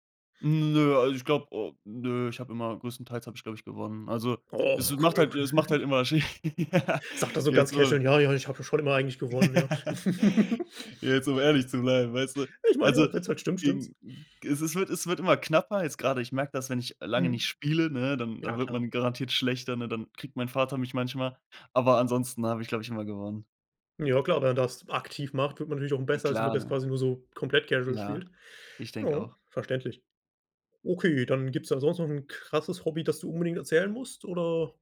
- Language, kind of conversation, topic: German, podcast, Wie fängst du an, wenn du ein neues Hobby ausprobieren möchtest?
- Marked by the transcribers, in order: put-on voice: "Oh, okay, okay"; laughing while speaking: "okay"; laughing while speaking: "Ja"; in English: "casual"; unintelligible speech; other background noise; laugh; chuckle; in English: "casual"